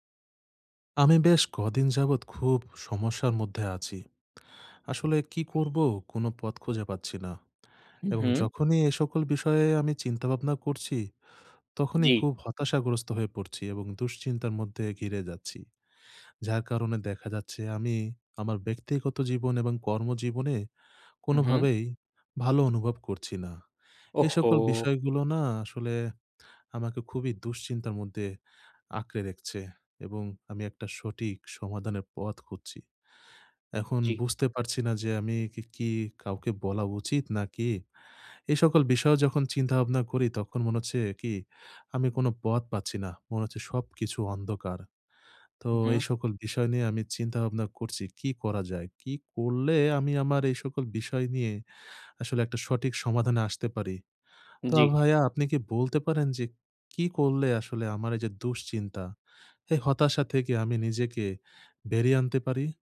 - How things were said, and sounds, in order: lip smack; other background noise; "রেখেছে" said as "রেকচে"; stressed: "করলে"; stressed: "কি"
- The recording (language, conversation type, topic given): Bengali, advice, ব্যায়ামে নিয়মিত থাকার সহজ কৌশল